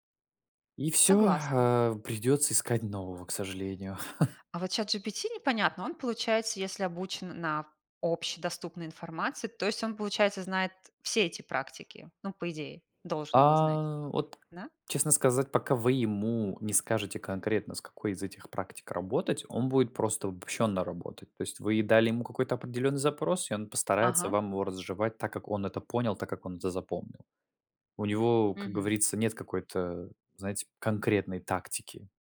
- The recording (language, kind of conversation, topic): Russian, unstructured, Почему многие люди боятся обращаться к психологам?
- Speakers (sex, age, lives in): female, 40-44, Italy; male, 25-29, Poland
- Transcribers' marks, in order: exhale; chuckle; tapping; other background noise